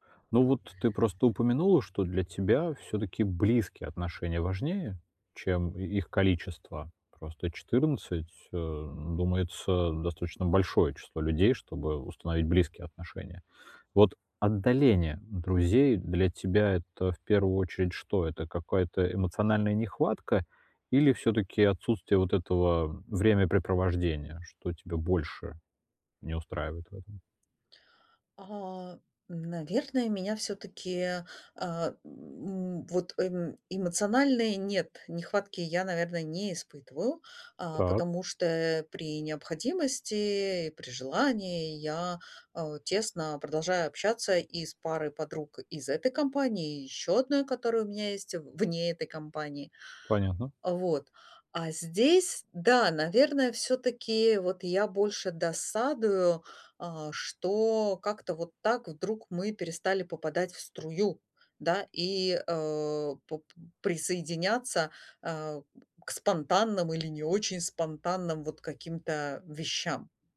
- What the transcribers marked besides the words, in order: none
- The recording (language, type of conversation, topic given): Russian, advice, Как справиться с тем, что друзья в последнее время отдалились?